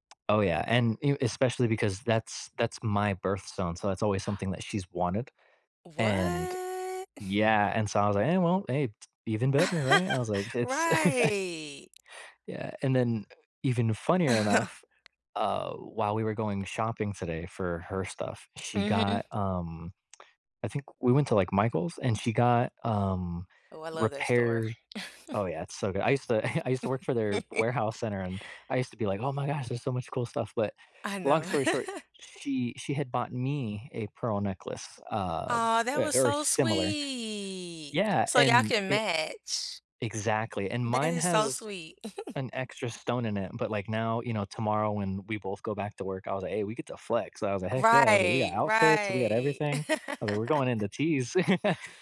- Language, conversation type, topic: English, unstructured, What good news have you heard lately that made you smile?
- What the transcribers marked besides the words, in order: tapping; gasp; drawn out: "What?"; giggle; drawn out: "Right"; chuckle; chuckle; other background noise; chuckle; chuckle; chuckle; stressed: "me"; drawn out: "sweet"; chuckle; laugh; chuckle